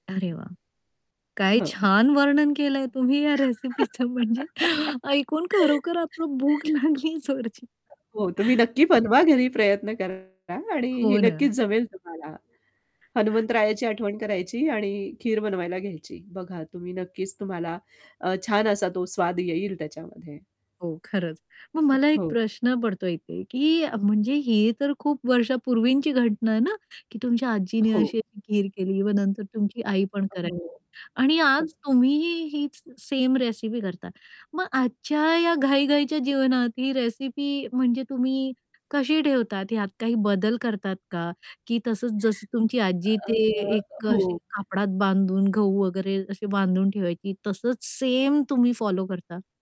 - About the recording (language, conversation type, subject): Marathi, podcast, स्वयंपाकात तुमच्यासाठी खास आठवण जपलेली कोणती रेसिपी आहे?
- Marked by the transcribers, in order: static; tapping; laughing while speaking: "तुम्ही या रेसिपीच म्हणजे ऐकून खरोखर आता भूक लागली जोरची"; laugh; other background noise; distorted speech